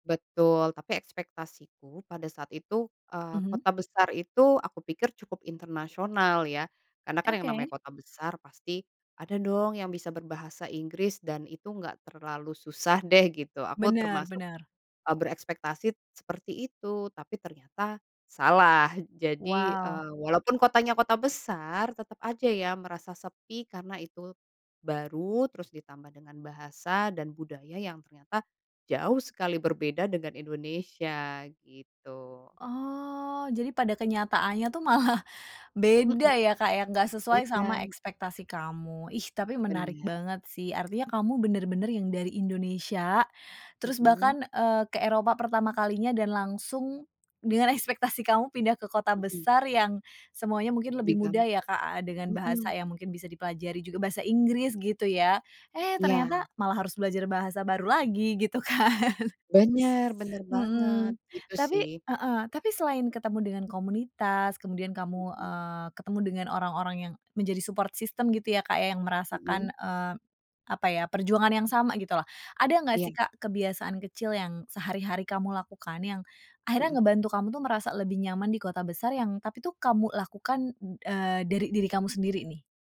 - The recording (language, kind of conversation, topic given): Indonesian, podcast, Gimana caramu mengatasi rasa kesepian di kota besar?
- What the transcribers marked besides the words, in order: "berekspektasi" said as "berekspektasit"; laughing while speaking: "malah"; tapping; laughing while speaking: "kan"; in English: "support system"